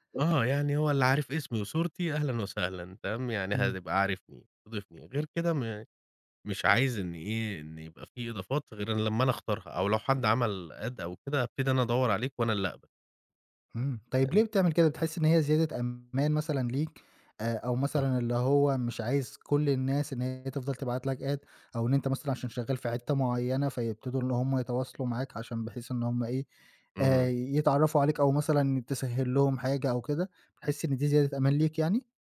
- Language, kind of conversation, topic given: Arabic, podcast, إزاي بتنمّي علاقاتك في زمن السوشيال ميديا؟
- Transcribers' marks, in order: tapping; in English: "add"; in English: "Add"